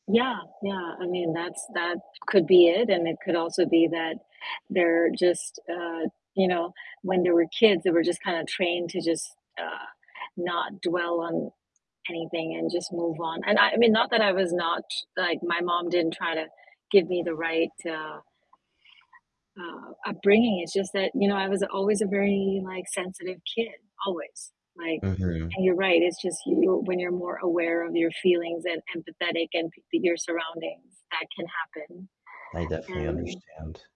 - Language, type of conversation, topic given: English, unstructured, What lesson did you learn from a major mistake?
- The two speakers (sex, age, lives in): female, 50-54, United States; male, 25-29, United States
- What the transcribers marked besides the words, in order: distorted speech; background speech; static; other background noise